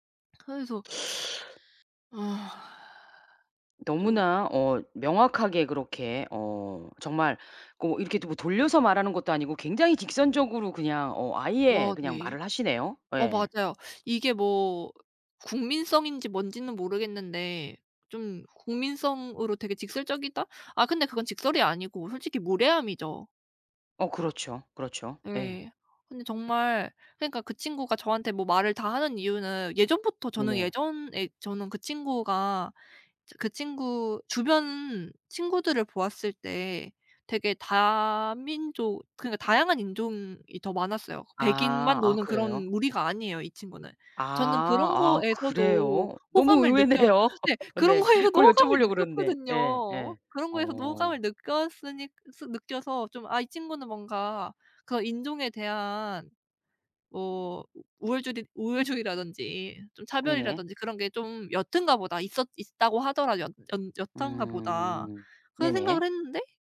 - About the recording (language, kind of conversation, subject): Korean, advice, 과거 일에 집착해 현재를 즐기지 못하는 상태
- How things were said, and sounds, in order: teeth sucking; other background noise; sigh; tapping; laughing while speaking: "의외네요"; laugh